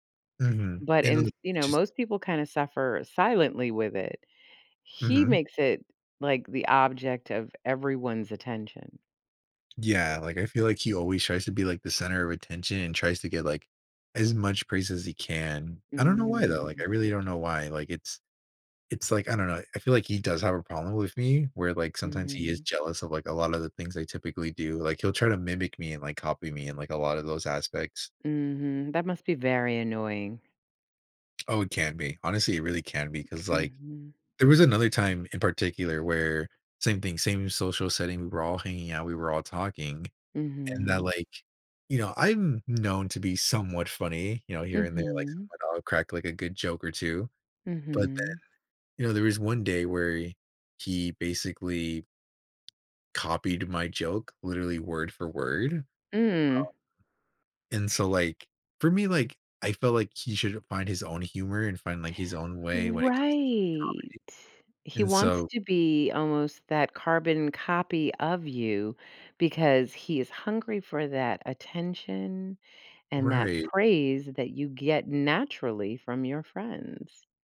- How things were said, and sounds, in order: tapping; drawn out: "Mhm"; other background noise; unintelligible speech; drawn out: "Right"
- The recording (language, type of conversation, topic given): English, advice, How can I apologize sincerely?